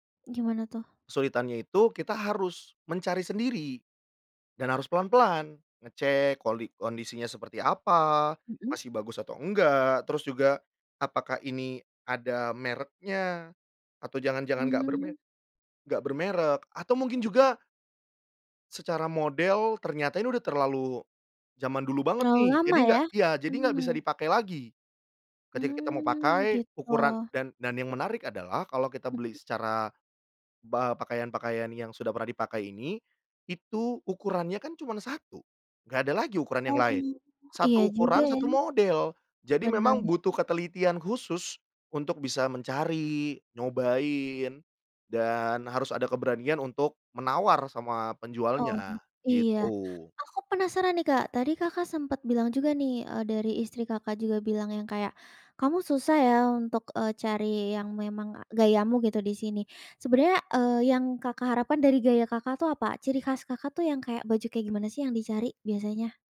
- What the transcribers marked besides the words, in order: none
- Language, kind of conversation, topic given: Indonesian, podcast, Bagaimana kamu tetap tampil gaya sambil tetap hemat anggaran?